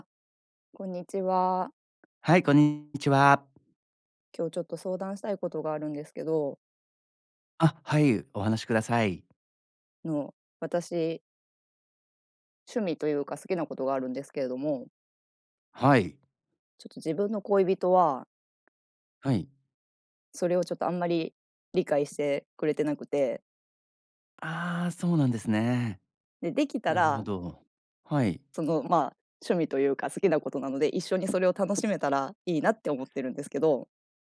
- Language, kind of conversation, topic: Japanese, advice, 恋人に自分の趣味や価値観を受け入れてもらえないとき、どうすればいいですか？
- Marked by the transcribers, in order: none